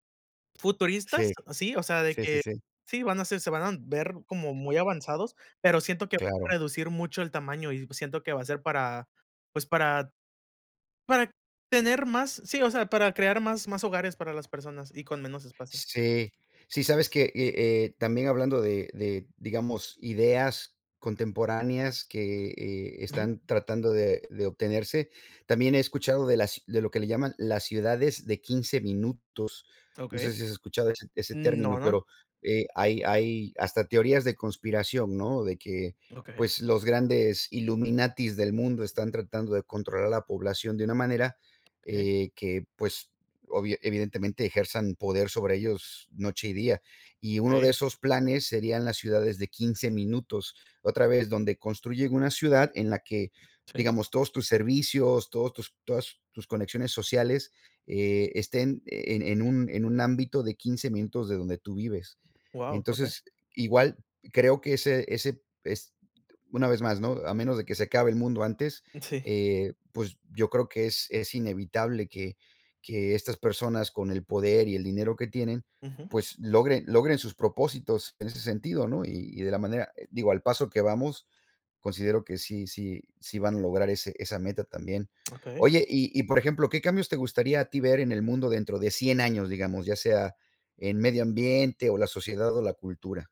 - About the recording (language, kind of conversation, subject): Spanish, unstructured, ¿Cómo te imaginas el mundo dentro de 100 años?
- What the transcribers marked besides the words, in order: tapping